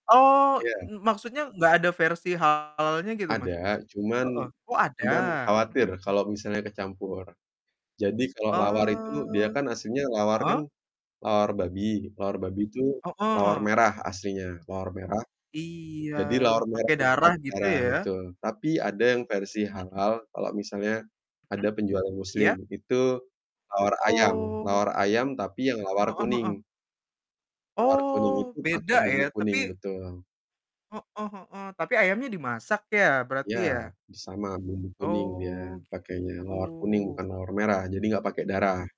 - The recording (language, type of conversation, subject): Indonesian, unstructured, Kenangan apa yang paling berkesan tentang masakan keluarga yang sekarang sudah tidak pernah dibuat lagi?
- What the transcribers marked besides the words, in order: distorted speech; static; other background noise